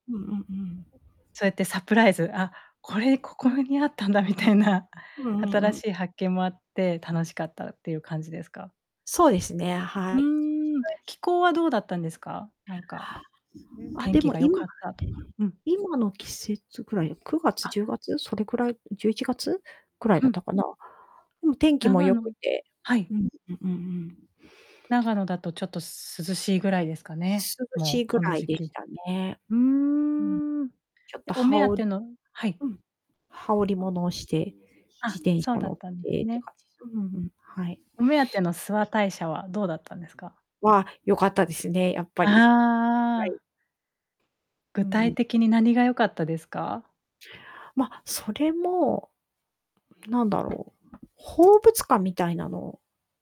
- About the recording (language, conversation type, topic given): Japanese, podcast, 一番印象に残っている旅の思い出は何ですか？
- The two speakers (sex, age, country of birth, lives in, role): female, 40-44, Japan, Japan, host; female, 45-49, Japan, Japan, guest
- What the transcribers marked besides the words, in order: background speech; in English: "サプライズ"; other background noise; distorted speech; unintelligible speech; static; drawn out: "うーん"; drawn out: "ああ"; tapping